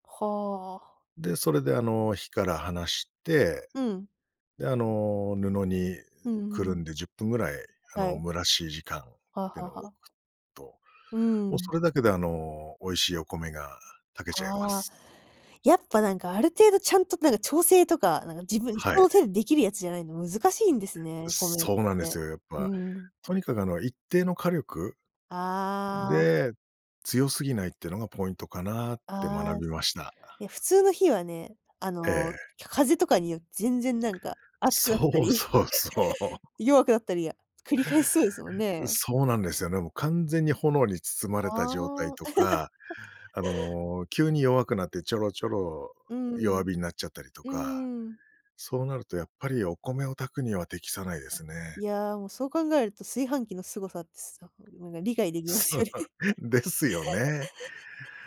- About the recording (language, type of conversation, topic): Japanese, podcast, 趣味でいちばん楽しい瞬間はどんなときですか？
- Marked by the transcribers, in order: laugh; laugh; laughing while speaking: "そう"; laugh